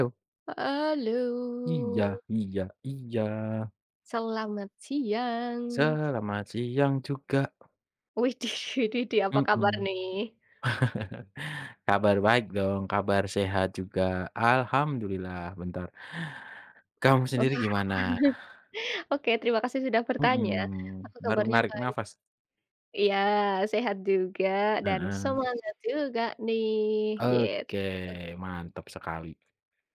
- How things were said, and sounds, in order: drawn out: "Halo"; singing: "Selamat siang"; singing: "Selamat siang juga"; other background noise; laughing while speaking: "Widih"; chuckle; chuckle
- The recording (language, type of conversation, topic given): Indonesian, unstructured, Bagaimana peran teknologi dalam menjaga kelestarian lingkungan saat ini?